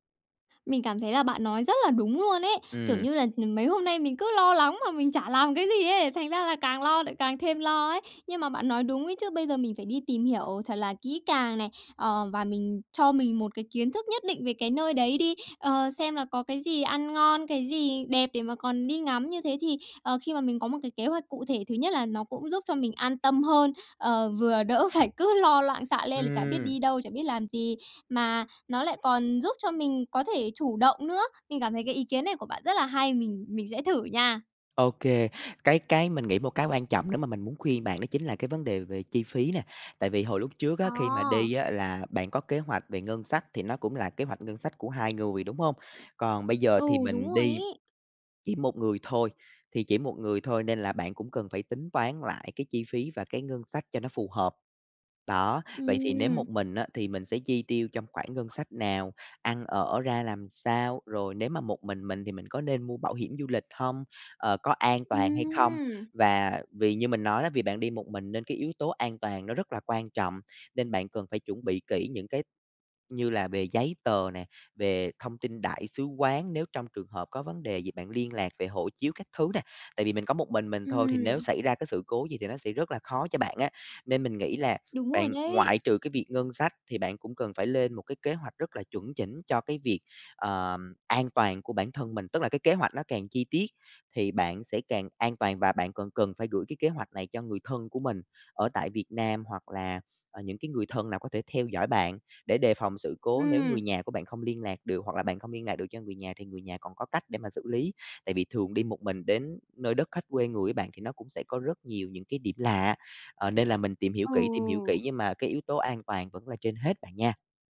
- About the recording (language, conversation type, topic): Vietnamese, advice, Tôi nên bắt đầu từ đâu khi gặp sự cố và phải thay đổi kế hoạch du lịch?
- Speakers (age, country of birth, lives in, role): 20-24, Vietnam, Japan, user; 25-29, Vietnam, Vietnam, advisor
- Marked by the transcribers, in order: laughing while speaking: "phải cứ"; tapping; other background noise